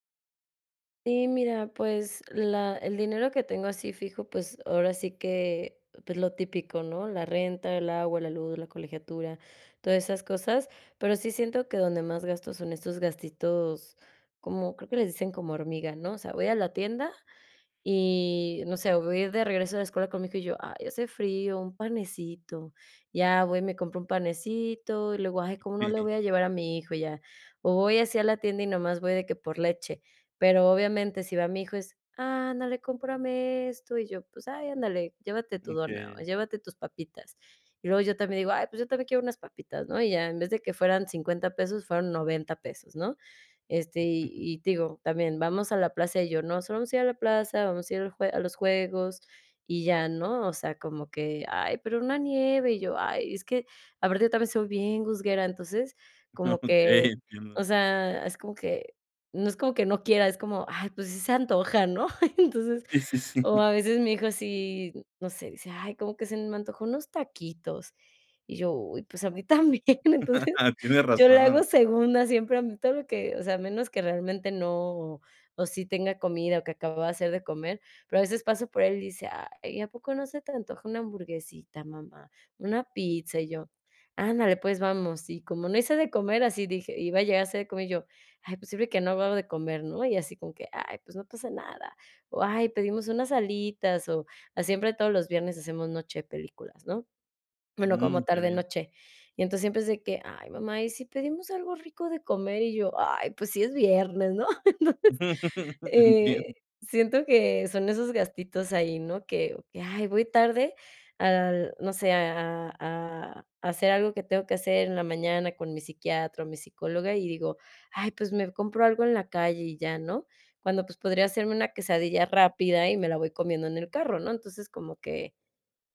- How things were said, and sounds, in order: laughing while speaking: "Okey, entiendo"; chuckle; laughing while speaking: "a mí también. Entonces"; chuckle; put-on voice: "Ay, pues, no pasa nada"; laughing while speaking: "Entiendo"; laugh
- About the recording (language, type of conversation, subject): Spanish, advice, ¿Cómo puedo cambiar mis hábitos de gasto para ahorrar más?